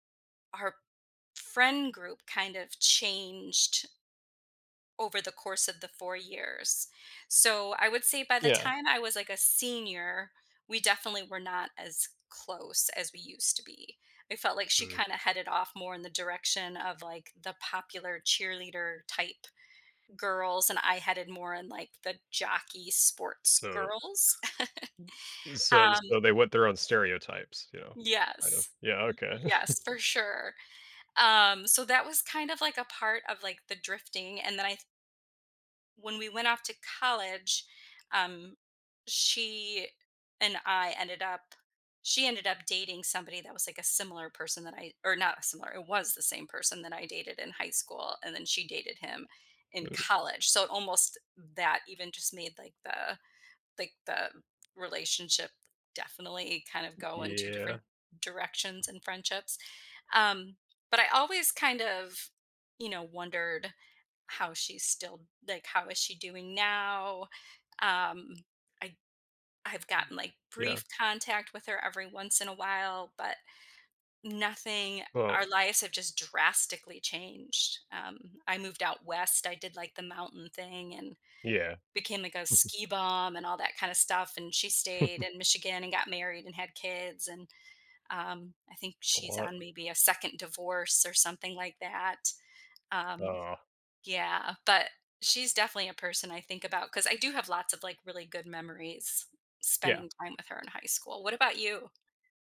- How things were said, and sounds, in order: laugh; chuckle; other background noise; tapping; chuckle; chuckle
- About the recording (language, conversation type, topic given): English, unstructured, What lost friendship do you sometimes think about?
- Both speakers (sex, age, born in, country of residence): female, 50-54, United States, United States; male, 20-24, United States, United States